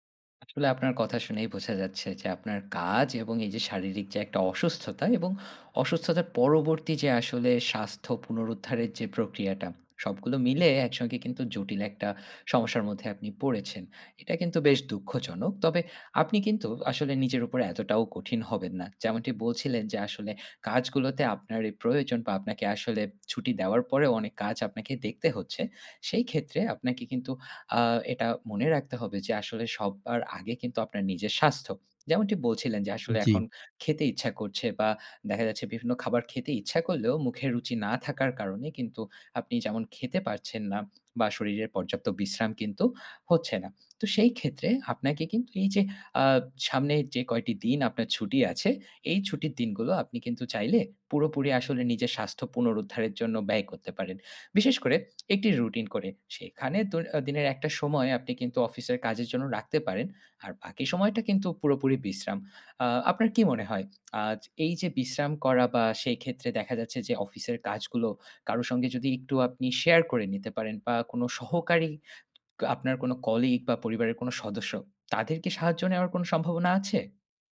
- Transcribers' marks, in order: "সবার" said as "সববার"
- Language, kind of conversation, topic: Bengali, advice, অসুস্থতার পর শরীর ঠিকমতো বিশ্রাম নিয়ে সেরে উঠছে না কেন?